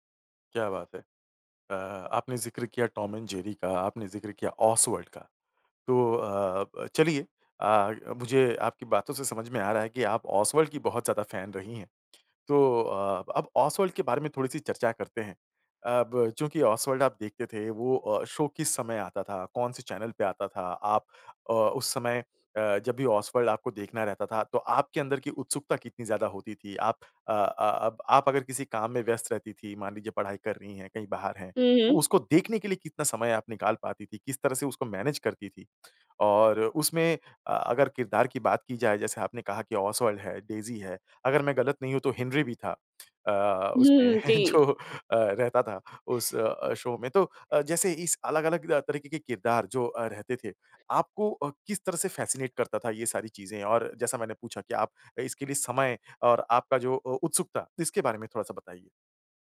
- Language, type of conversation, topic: Hindi, podcast, बचपन में आपको कौन-सा कार्टून या टेलीविज़न कार्यक्रम सबसे ज़्यादा पसंद था?
- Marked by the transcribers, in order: in English: "फैन"; in English: "शो"; in English: "चैनल"; in English: "मैनेज"; laugh; laughing while speaking: "जो"; in English: "शो"; in English: "फ़ैसिनेट"